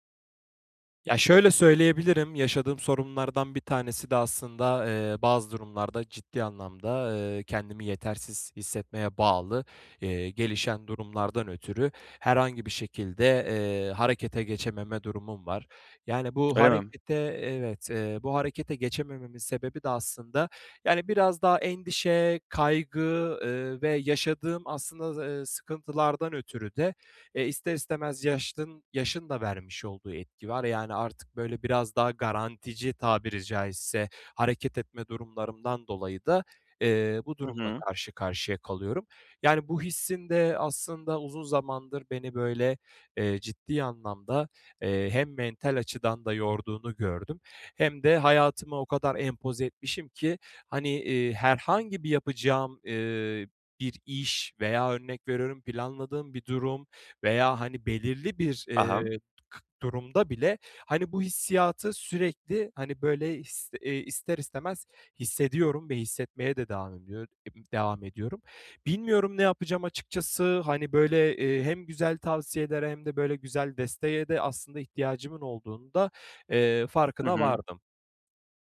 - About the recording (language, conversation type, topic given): Turkish, advice, Kendimi yetersiz hissettiğim için neden harekete geçemiyorum?
- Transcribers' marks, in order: other background noise